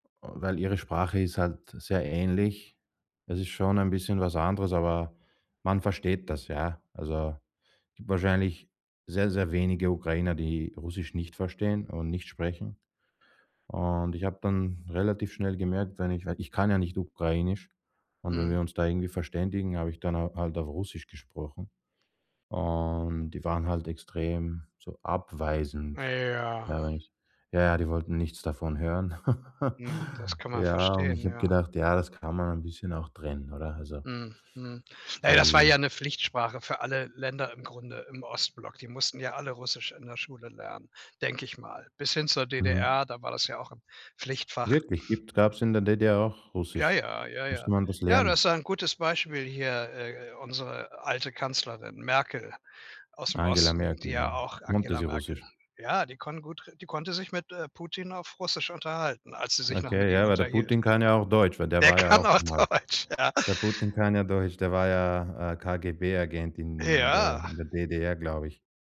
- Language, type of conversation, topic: German, podcast, Was bedeutet Sprache für deine Identität?
- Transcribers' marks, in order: other background noise; chuckle; laughing while speaking: "Der kann auch Deutsch"